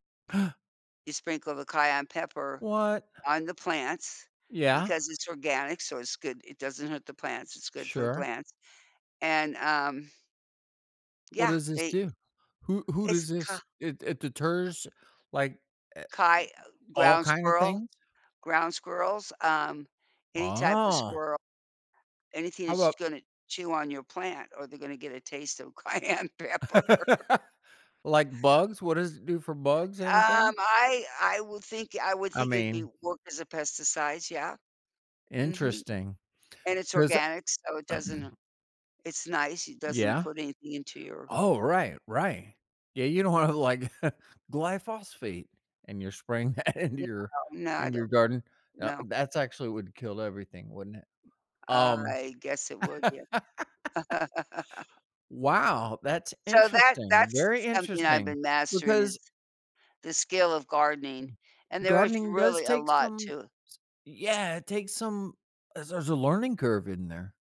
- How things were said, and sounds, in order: gasp; tapping; stressed: "Oh"; laughing while speaking: "cayenne pepper"; laugh; throat clearing; laughing while speaking: "wanna"; chuckle; laughing while speaking: "that"; laugh; surprised: "Wow"; chuckle
- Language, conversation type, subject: English, unstructured, How has learning a new skill impacted your life?
- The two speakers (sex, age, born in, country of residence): female, 75-79, United States, United States; male, 55-59, United States, United States